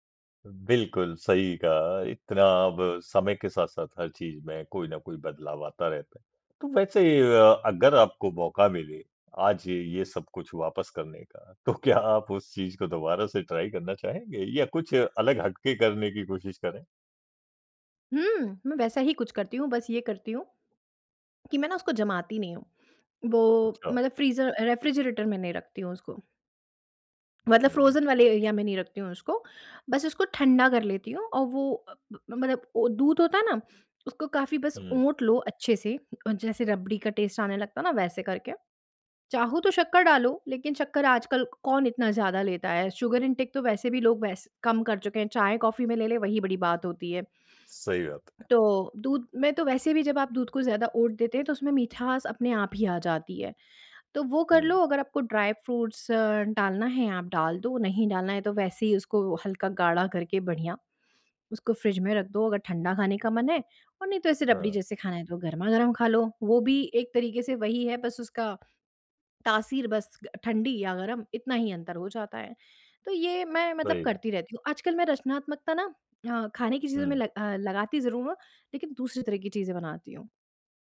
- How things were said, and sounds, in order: laughing while speaking: "तो क्या"; in English: "ट्राई"; in English: "फ्रीज़र रेफ्रिजरेटर"; in English: "फ्रोज़न"; in English: "एरिया"; in English: "टेस्ट"; in English: "शुगर इन्टेक"; in English: "ड्राई फ्रूट्स"
- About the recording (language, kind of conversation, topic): Hindi, podcast, आपका पहला यादगार रचनात्मक अनुभव क्या था?